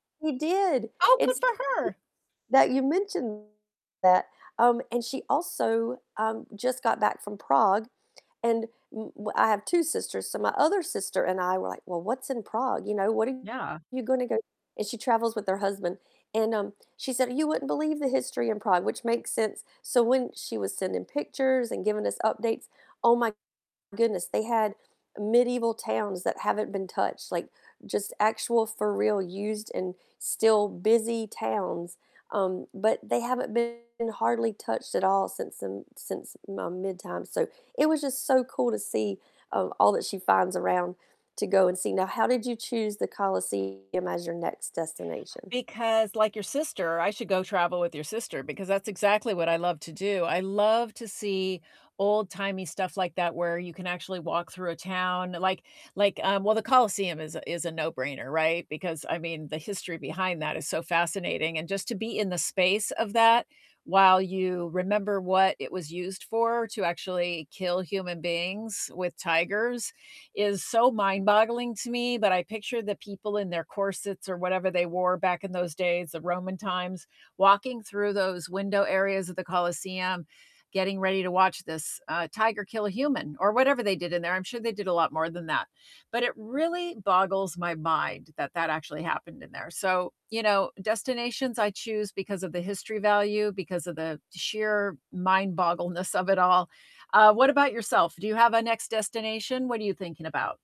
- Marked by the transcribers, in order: unintelligible speech; distorted speech; static; alarm; laughing while speaking: "of it all"
- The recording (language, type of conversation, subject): English, unstructured, When wanderlust strikes, how do you decide on your next destination, and what factors guide your choice?